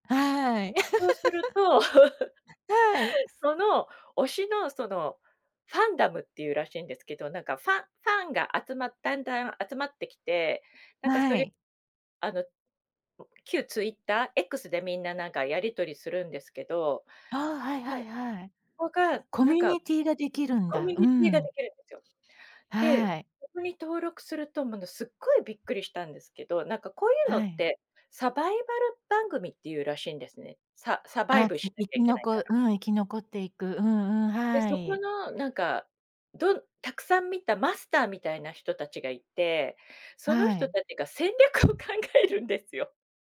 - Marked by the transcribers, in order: laugh; in English: "ファンダム"; other background noise; in English: "サバイブ"; laughing while speaking: "戦略 を考えるんですよ"
- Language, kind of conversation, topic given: Japanese, podcast, 最近ハマっている趣味は何ですか？